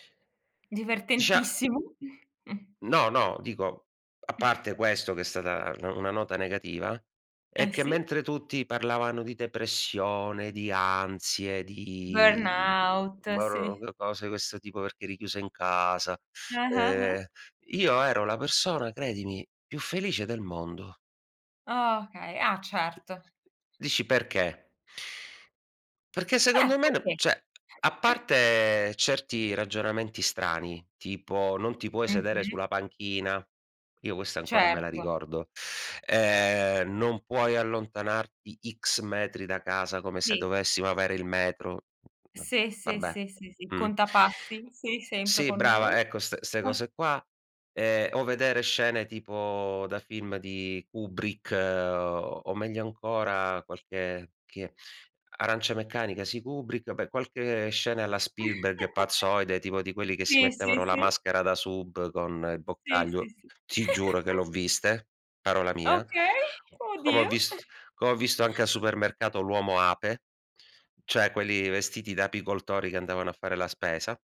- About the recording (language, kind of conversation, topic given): Italian, podcast, Come fai davvero a stabilire confini chiari tra lavoro e vita privata?
- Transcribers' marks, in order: tapping; other background noise; chuckle; "questo" said as "quesso"; "depressione" said as "tepressione"; in English: "Burnout"; "questo" said as "quesso"; "cioè" said as "ceh"; chuckle; "questa" said as "quessa"; teeth sucking; unintelligible speech; laughing while speaking: "noi"; chuckle; "vabbè" said as "apè"; chuckle; chuckle; laughing while speaking: "Okay. Oddio!"; chuckle; "cioè" said as "ceh"